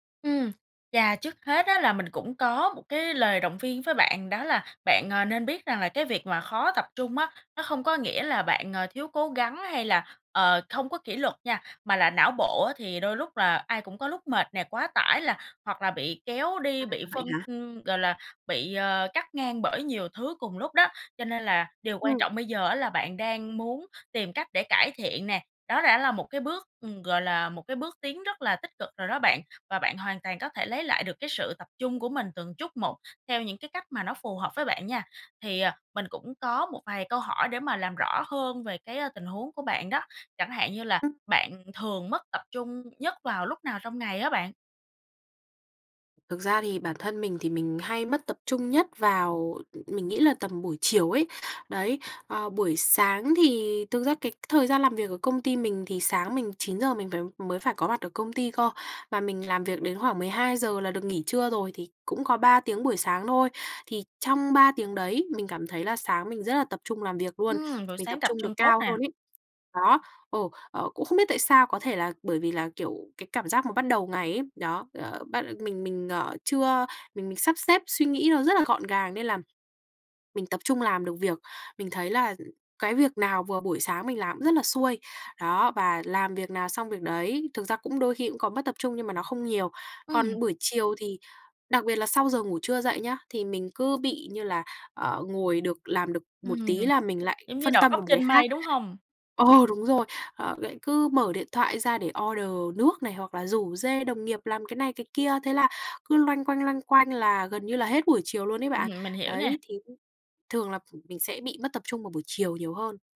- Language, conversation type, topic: Vietnamese, advice, Làm thế nào để tôi có thể tập trung làm việc lâu hơn?
- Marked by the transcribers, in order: tapping; other background noise; other noise; in English: "order"